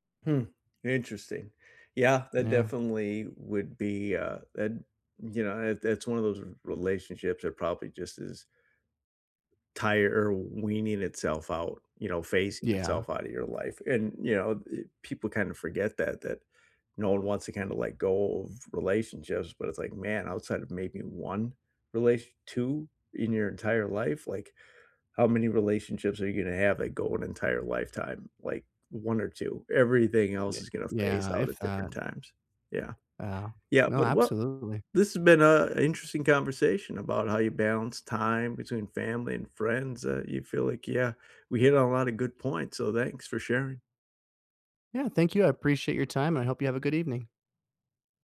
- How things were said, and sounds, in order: none
- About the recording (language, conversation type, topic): English, unstructured, How do I balance time between family and friends?